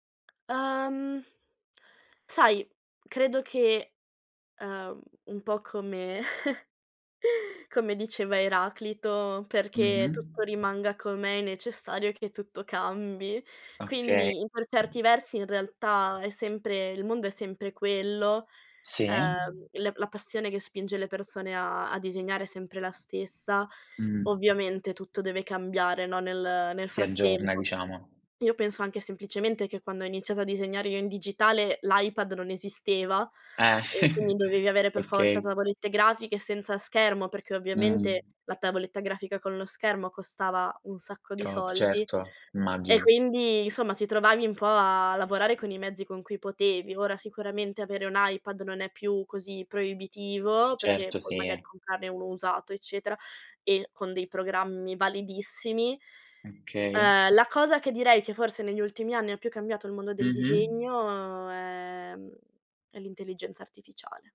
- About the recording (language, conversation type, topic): Italian, podcast, Quale consiglio pratico daresti a chi vuole cominciare domani?
- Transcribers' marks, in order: tapping; laughing while speaking: "come"; other background noise; chuckle